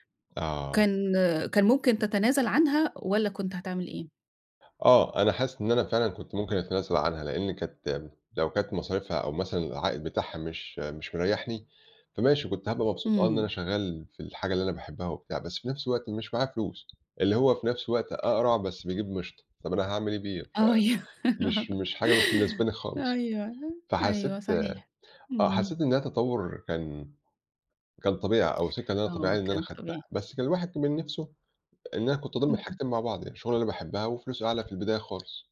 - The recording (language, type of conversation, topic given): Arabic, podcast, إزاي بتقرر تختار بين شغفك وفرصة بمرتب أعلى؟
- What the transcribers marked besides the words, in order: tapping; other background noise; laughing while speaking: "أيوه"; giggle; other noise